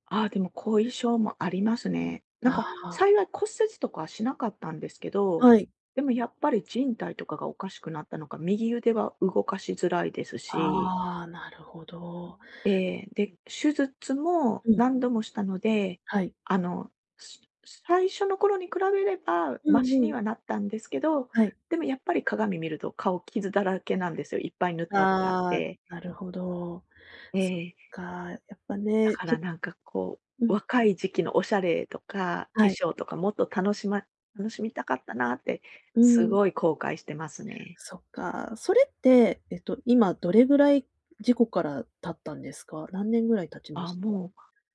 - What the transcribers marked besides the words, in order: none
- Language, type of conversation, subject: Japanese, advice, 過去の失敗を引きずって自己否定が続くのはなぜですか？